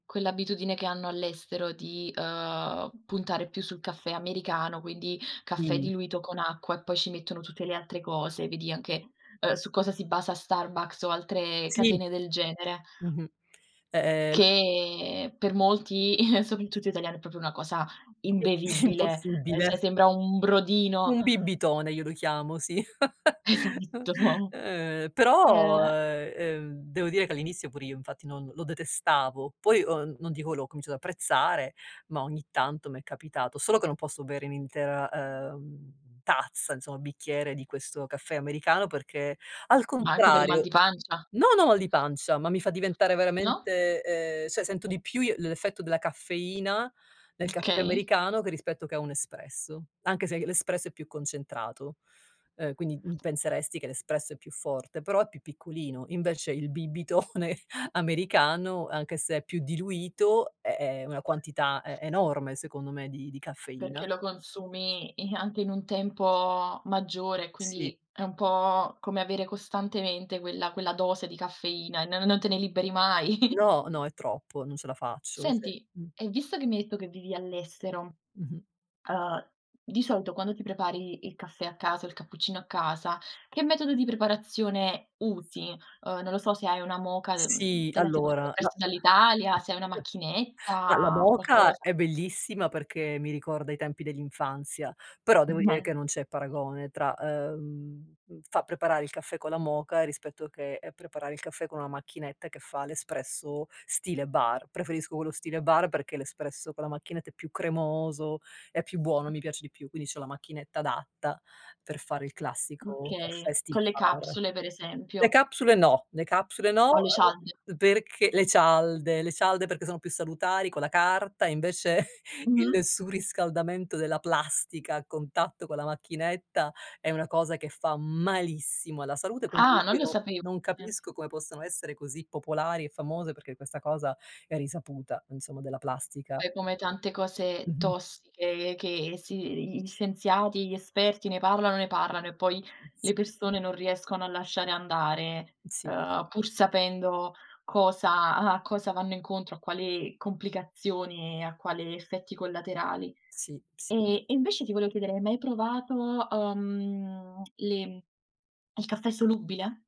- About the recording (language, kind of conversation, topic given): Italian, podcast, Com’è nato il tuo interesse per il caffè o per il tè e come li scegli?
- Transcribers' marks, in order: chuckle; "proprio" said as "propio"; chuckle; laugh; laughing while speaking: "Esatto"; laughing while speaking: "bibitone"; chuckle; chuckle; chuckle; tapping